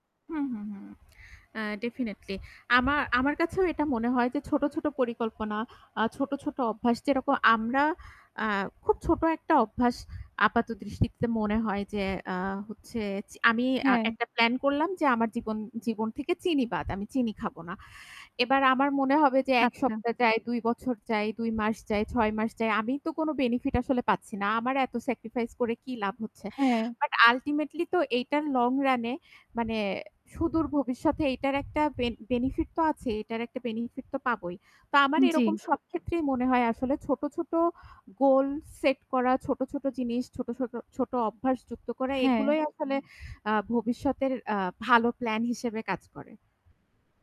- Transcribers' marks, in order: static; tapping; distorted speech
- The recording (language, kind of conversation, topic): Bengali, unstructured, আপনি ভবিষ্যতে কী ধরনের জীবনযাপন করতে চান?
- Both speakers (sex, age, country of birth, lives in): female, 30-34, Bangladesh, Bangladesh; female, 35-39, Bangladesh, Germany